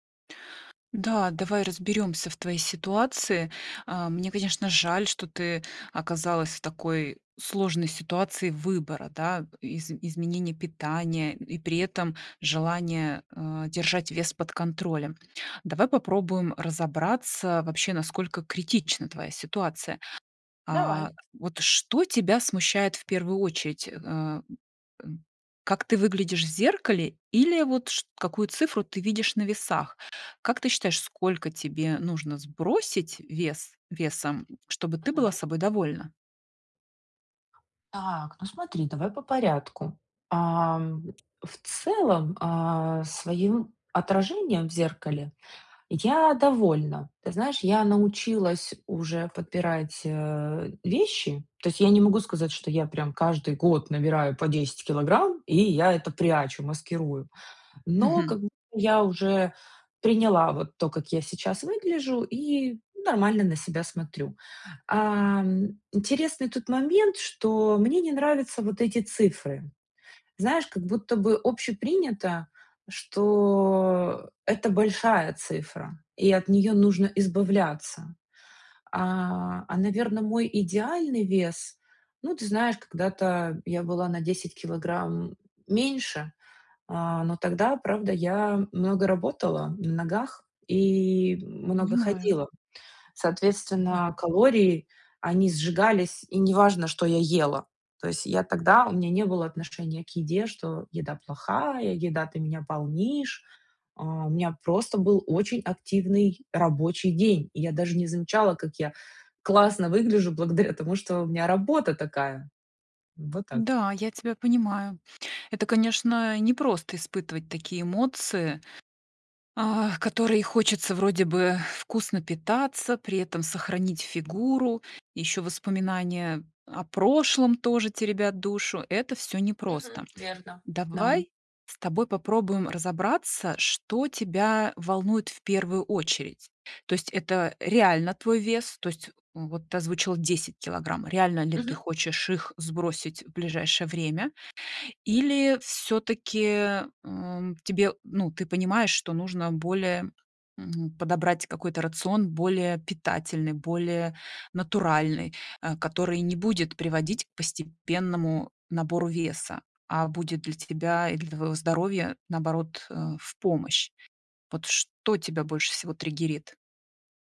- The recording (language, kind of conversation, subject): Russian, advice, Как вы переживаете из-за своего веса и чего именно боитесь при мысли об изменениях в рационе?
- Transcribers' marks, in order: tapping; other background noise